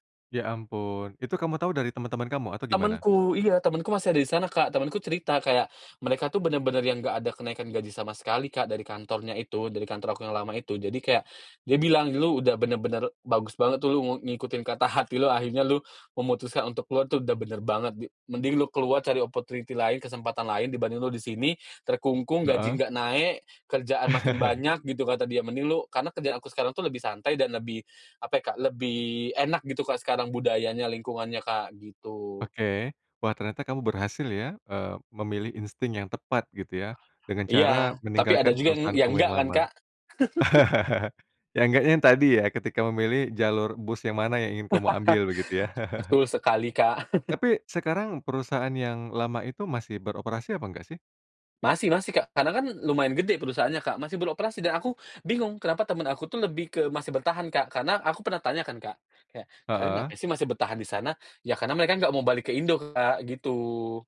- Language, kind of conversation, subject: Indonesian, podcast, Apa tips sederhana agar kita lebih peka terhadap insting sendiri?
- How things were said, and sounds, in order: other background noise; in English: "opportunity"; chuckle; chuckle; laugh; chuckle